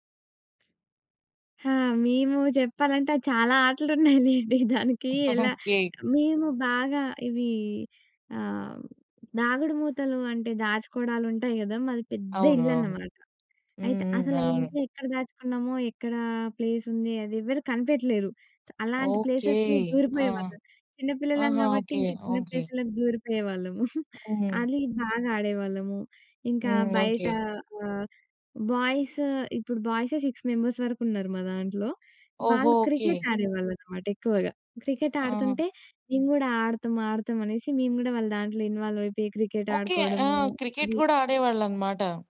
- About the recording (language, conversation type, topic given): Telugu, podcast, పండగను మీరు ఎలా అనుభవించారు?
- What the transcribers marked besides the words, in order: other background noise; laughing while speaking: "ఆటలున్నాయిలేండి. దానికీ ఎలా"; giggle; other noise; tapping; in English: "ప్లేసెస్‌లో"; chuckle; in English: "బాయ్స్"; in English: "సిక్స్ మెంబర్స్"